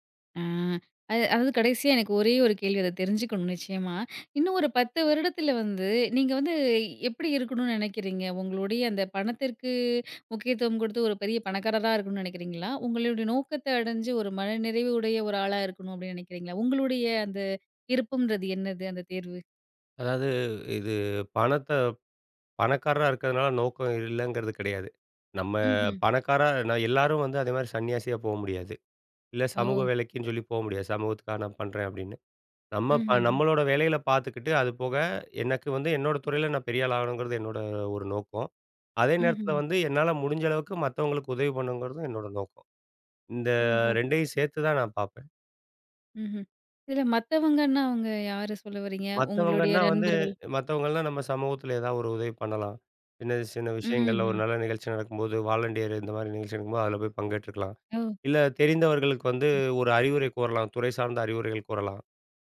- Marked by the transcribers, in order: in English: "வாலண்டியர்"
- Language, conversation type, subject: Tamil, podcast, பணம் அல்லது வாழ்க்கையின் அர்த்தம்—உங்களுக்கு எது முக்கியம்?